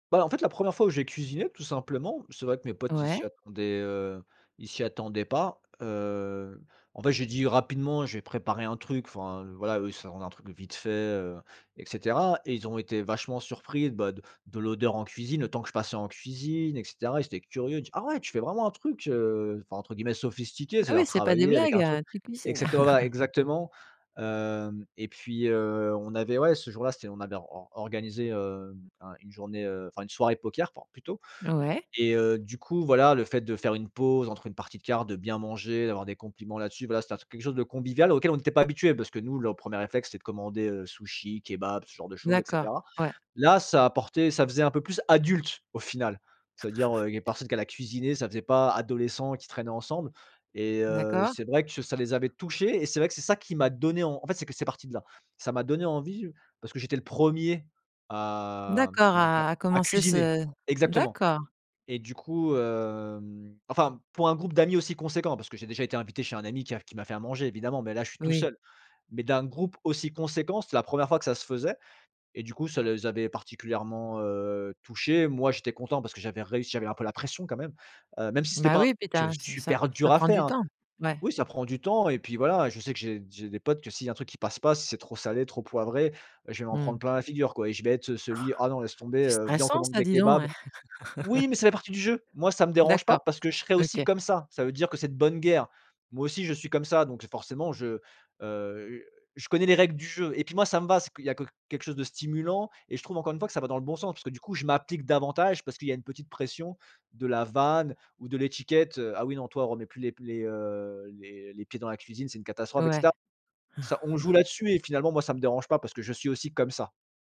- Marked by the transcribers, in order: chuckle; other background noise; stressed: "adulte"; chuckle; stressed: "touchés"; drawn out: "hem"; stressed: "réussi"; chuckle; laugh; chuckle
- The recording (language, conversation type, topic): French, podcast, Quelle est ta routine quand tu reçois des invités ?